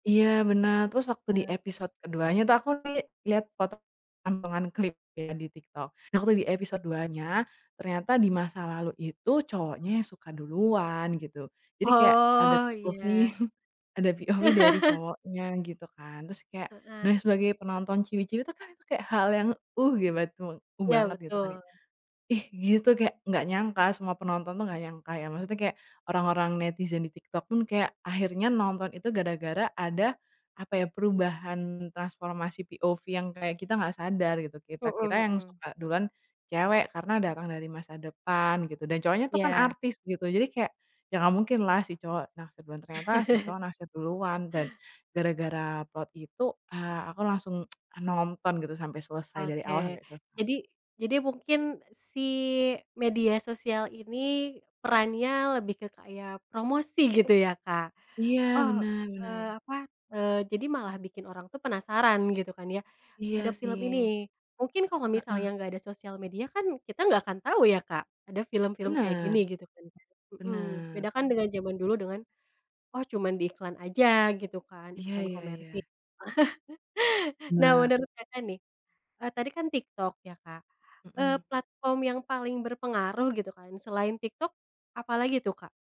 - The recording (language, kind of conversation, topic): Indonesian, podcast, Bagaimana media sosial memengaruhi popularitas acara televisi?
- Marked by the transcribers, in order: in English: "POV"; drawn out: "Oh"; laugh; laughing while speaking: "ada POV"; in English: "POV"; chuckle; stressed: "uh"; in English: "POV"; laugh; tsk; laughing while speaking: "gitu"; laugh